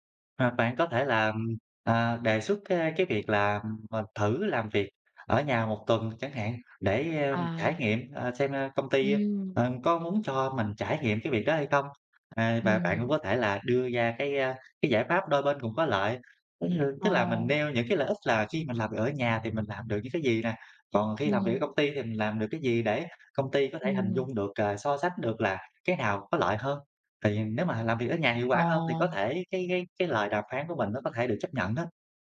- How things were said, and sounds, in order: other background noise
- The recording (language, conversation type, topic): Vietnamese, advice, Làm thế nào để đàm phán các điều kiện làm việc linh hoạt?